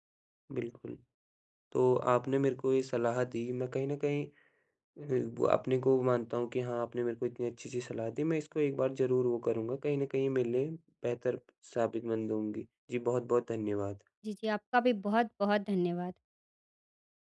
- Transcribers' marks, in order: none
- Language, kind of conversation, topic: Hindi, advice, मैं अपनी खर्च करने की आदतें कैसे बदलूँ?